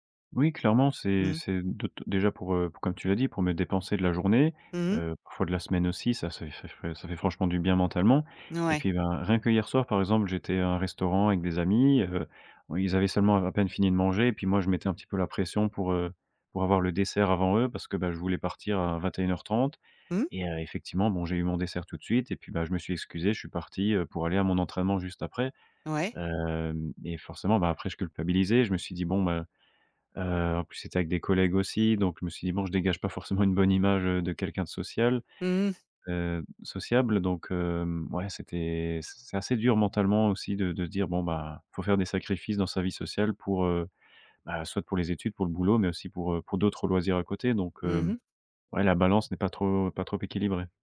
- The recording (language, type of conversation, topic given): French, advice, Pourquoi est-ce que je me sens coupable vis-à-vis de ma famille à cause du temps que je consacre à d’autres choses ?
- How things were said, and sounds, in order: none